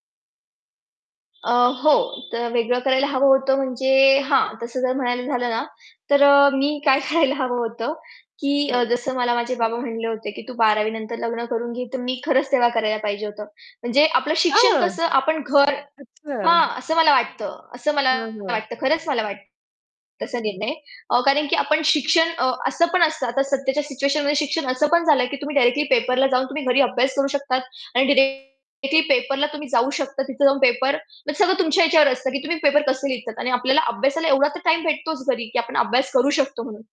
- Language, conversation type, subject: Marathi, podcast, तुमच्या आयुष्याला कलाटणी देणारा निर्णय कोणता होता?
- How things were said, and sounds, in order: horn; laughing while speaking: "काय करायला"; surprised: "हां"; other background noise; tapping; distorted speech